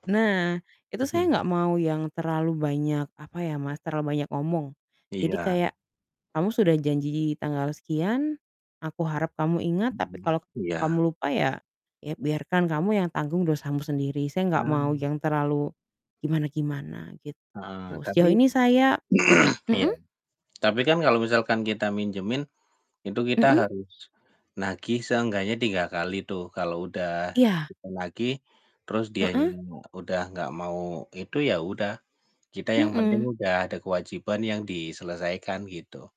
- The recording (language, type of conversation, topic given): Indonesian, unstructured, Apa pengalaman paling mengejutkan yang pernah kamu alami terkait uang?
- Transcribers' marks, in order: distorted speech; throat clearing